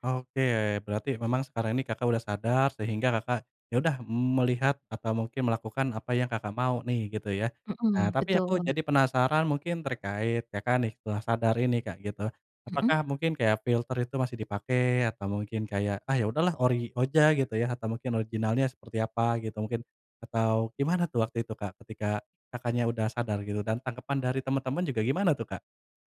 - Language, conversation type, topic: Indonesian, podcast, Apa tanggapanmu tentang tekanan citra tubuh akibat media sosial?
- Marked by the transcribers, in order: none